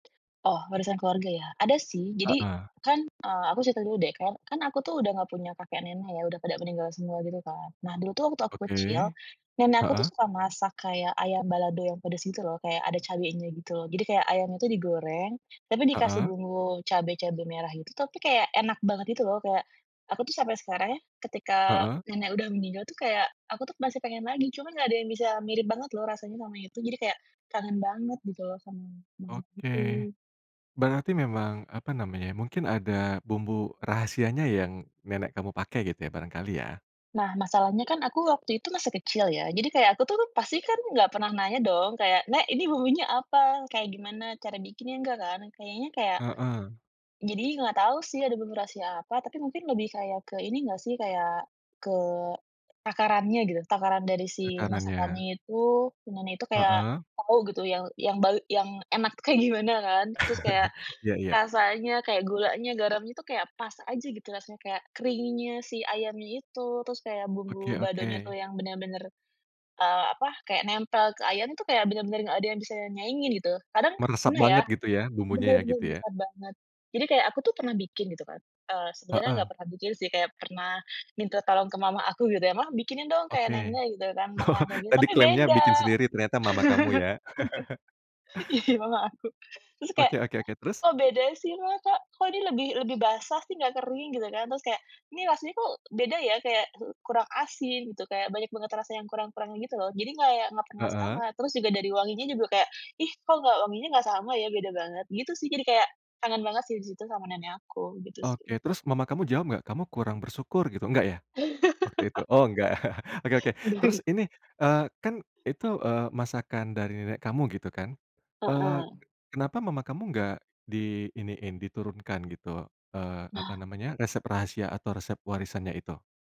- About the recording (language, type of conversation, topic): Indonesian, podcast, Makanan warisan keluarga apa yang selalu kamu rindukan?
- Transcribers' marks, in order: other background noise; unintelligible speech; unintelligible speech; chuckle; "baladonya" said as "badonya"; laughing while speaking: "Oh"; chuckle; laughing while speaking: "Iya, mama aku"; chuckle; laugh; unintelligible speech; chuckle